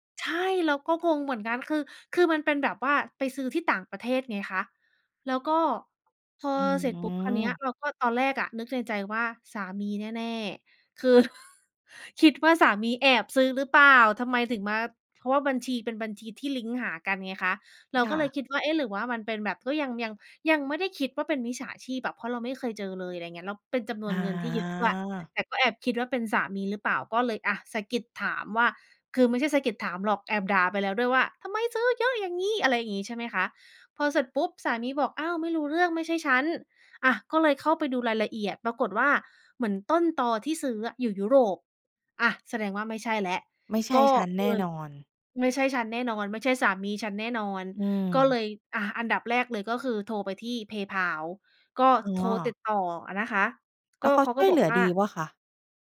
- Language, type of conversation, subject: Thai, podcast, บอกวิธีป้องกันมิจฉาชีพออนไลน์ที่ควรรู้หน่อย?
- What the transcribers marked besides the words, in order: chuckle; "งี้" said as "อี้"